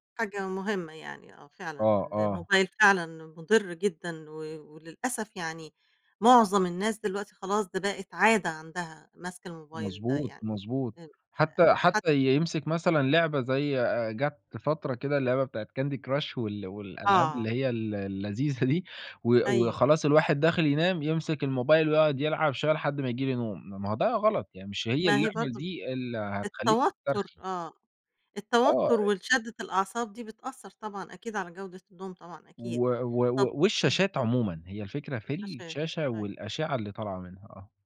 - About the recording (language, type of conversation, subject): Arabic, podcast, إيه الطقوس البسيطة اللي بتعملها عشان تهدى قبل ما تنام؟
- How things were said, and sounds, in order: unintelligible speech; tapping